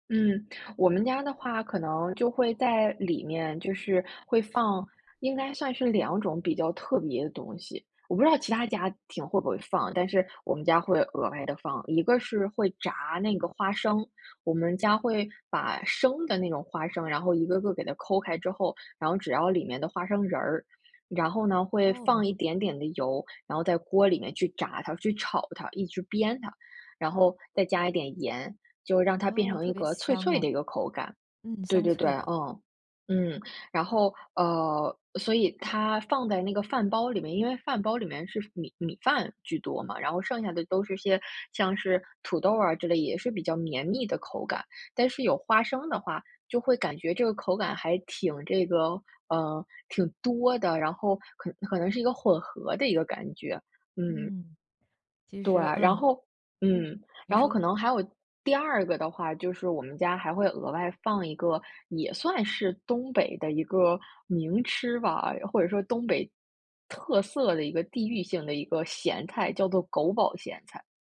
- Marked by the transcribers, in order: none
- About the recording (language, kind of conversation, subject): Chinese, podcast, 你认为食物在保留文化记忆方面重要吗？
- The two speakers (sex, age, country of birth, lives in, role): female, 35-39, China, United States, guest; female, 45-49, China, United States, host